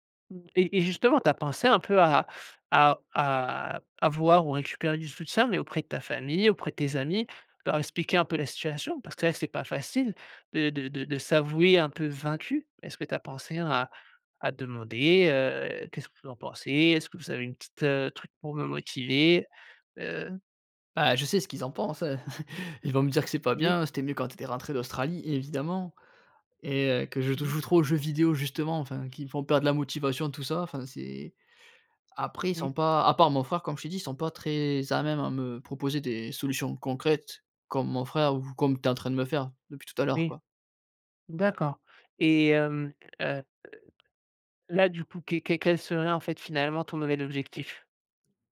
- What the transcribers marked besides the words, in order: chuckle; tapping
- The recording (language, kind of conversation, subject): French, advice, Comment expliquer que vous ayez perdu votre motivation après un bon départ ?